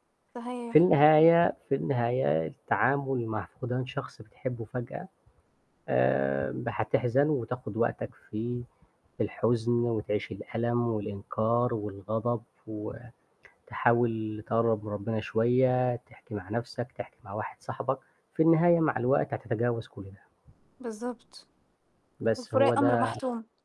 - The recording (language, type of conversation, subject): Arabic, unstructured, إزاي بتتعامل مع فقدان حد بتحبه فجأة؟
- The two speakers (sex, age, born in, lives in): female, 20-24, Egypt, Portugal; male, 25-29, Egypt, Egypt
- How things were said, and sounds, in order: tapping; other background noise